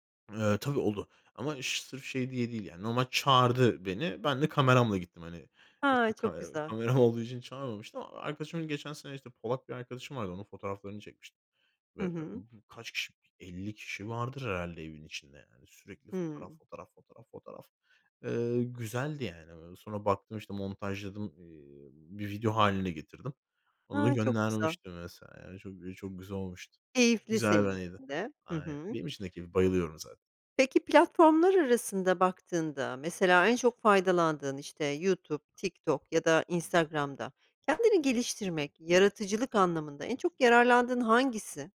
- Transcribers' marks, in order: other background noise
- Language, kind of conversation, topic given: Turkish, podcast, Sosyal medyanın yaratıcılık üzerindeki etkisi sence nedir?